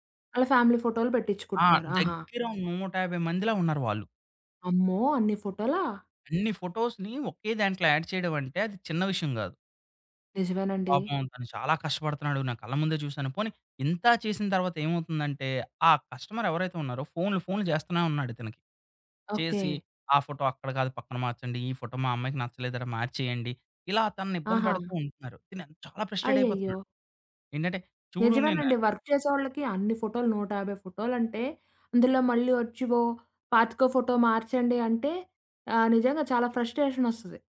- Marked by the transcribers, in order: in English: "ఫ్యామిలీ"; in English: "ఫోటోస్‌ని"; in English: "యాడ్"; in English: "కస్టమర్"; in English: "ఫ్రస్ట్రేట్"; in English: "వర్క్"; in English: "ఫ్రస్ట్రేషన్"
- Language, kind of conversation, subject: Telugu, podcast, నిన్నో ఫొటో లేదా స్క్రీన్‌షాట్ పంపేముందు ఆలోచిస్తావా?